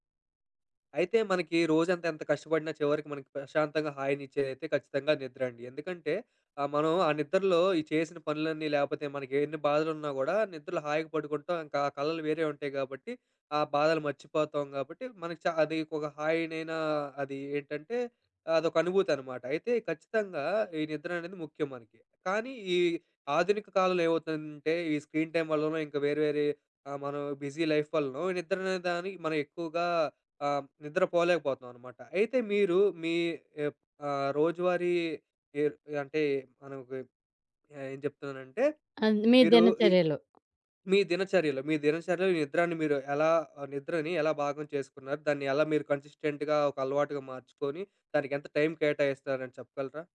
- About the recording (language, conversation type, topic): Telugu, podcast, హాయిగా, మంచి నిద్రను ప్రతిరోజూ స్థిరంగా వచ్చేలా చేసే అలవాటు మీరు ఎలా ఏర్పరుచుకున్నారు?
- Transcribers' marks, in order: in English: "స్క్రీన్ టైమ్"; in English: "బిజీ లైఫ్"; other background noise; in English: "కన్సిస్టెంట్‌గా"